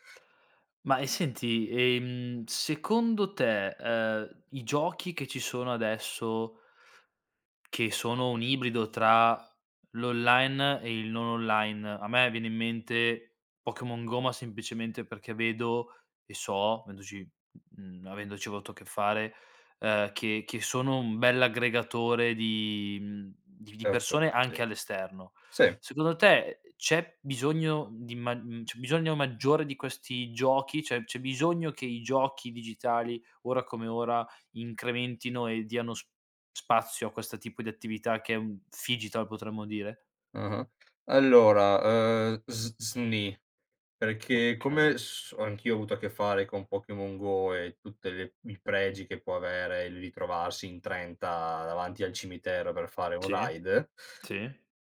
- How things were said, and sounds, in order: tapping; "avendoci" said as "vendoci"; unintelligible speech; "Cioè" said as "ceh"; in English: "phygital"; in English: "raid"
- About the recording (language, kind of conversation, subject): Italian, podcast, Quale hobby ti ha regalato amici o ricordi speciali?